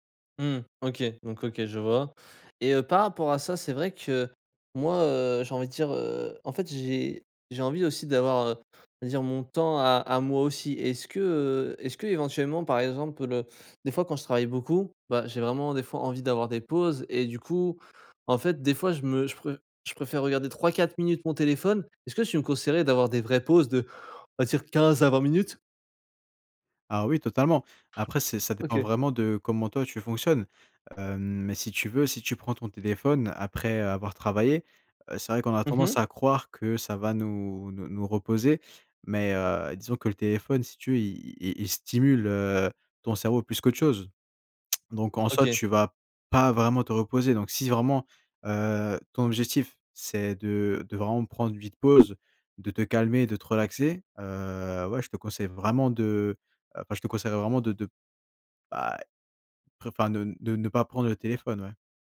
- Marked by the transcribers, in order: other background noise; yawn; tapping; stressed: "pas"
- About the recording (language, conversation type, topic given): French, advice, Quelles sont tes distractions les plus fréquentes (notifications, réseaux sociaux, courriels) ?